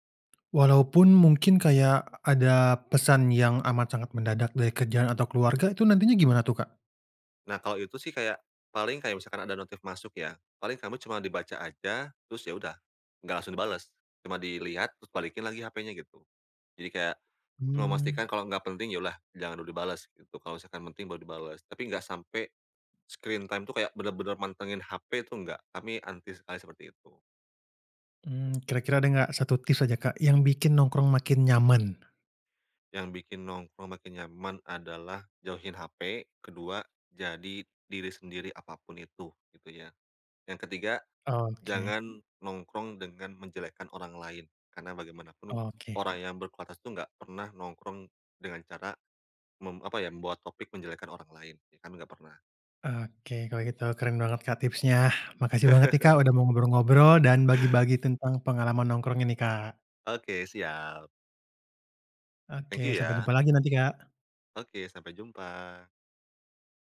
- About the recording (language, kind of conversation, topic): Indonesian, podcast, Apa peran nongkrong dalam persahabatanmu?
- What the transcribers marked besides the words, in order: tapping; in English: "screen time"; chuckle